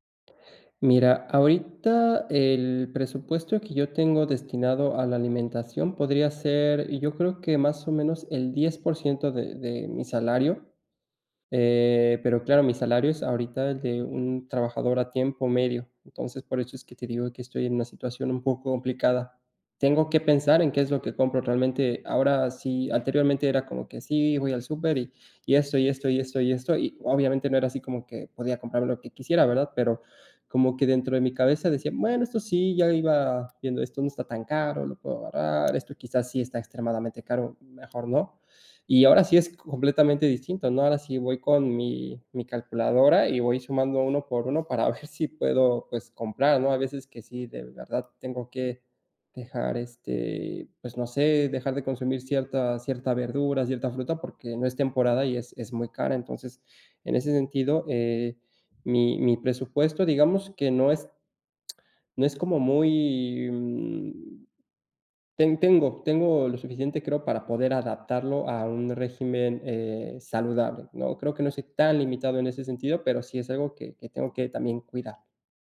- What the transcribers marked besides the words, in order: other background noise; chuckle; other noise
- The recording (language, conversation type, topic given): Spanish, advice, ¿Cómo puedo comer más saludable con un presupuesto limitado?